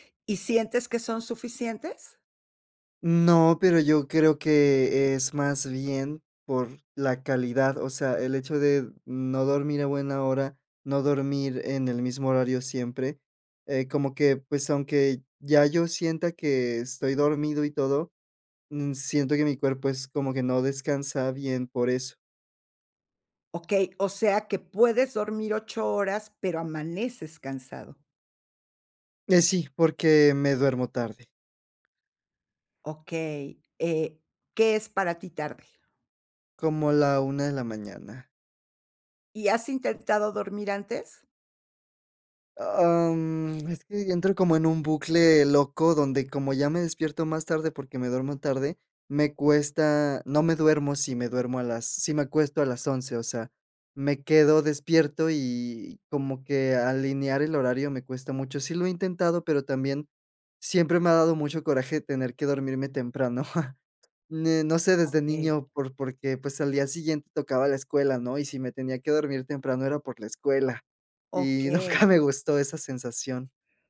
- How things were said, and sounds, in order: chuckle; laughing while speaking: "nunca"
- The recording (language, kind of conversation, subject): Spanish, advice, ¿Qué te está costando más para empezar y mantener una rutina matutina constante?